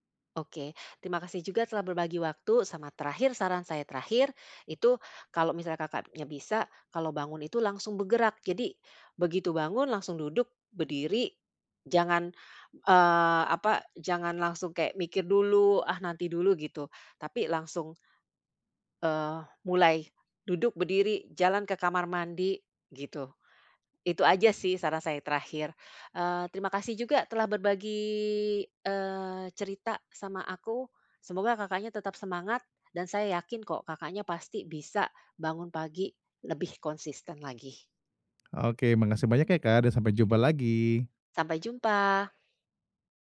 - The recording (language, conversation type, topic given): Indonesian, advice, Bagaimana cara membangun kebiasaan bangun pagi yang konsisten?
- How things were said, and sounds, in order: other background noise; tapping